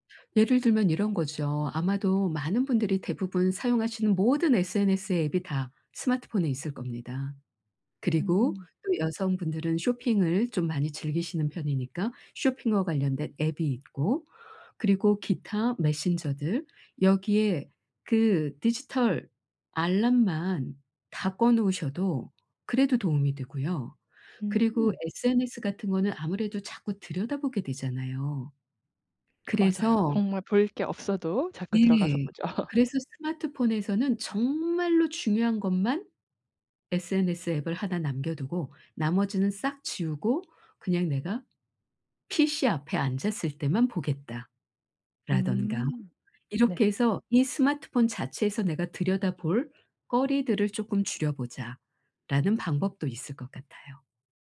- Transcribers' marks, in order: other background noise; laugh; stressed: "정말로"
- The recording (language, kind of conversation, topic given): Korean, advice, 긴 작업 시간 동안 피로를 관리하고 에너지를 유지하기 위한 회복 루틴을 어떻게 만들 수 있을까요?